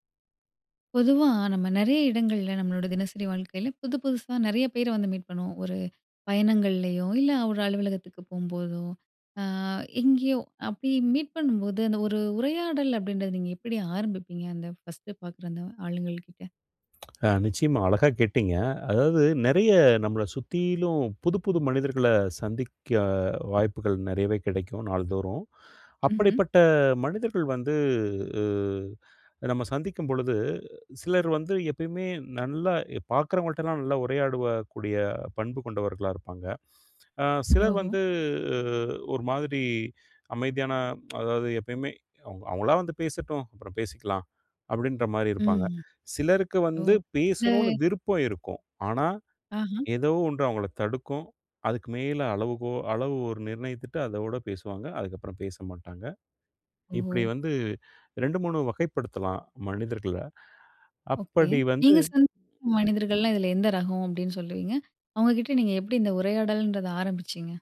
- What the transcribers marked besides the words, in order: other noise; other background noise
- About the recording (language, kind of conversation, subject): Tamil, podcast, புதிய மனிதர்களுடன் உரையாடலை எவ்வாறு தொடங்குவீர்கள்?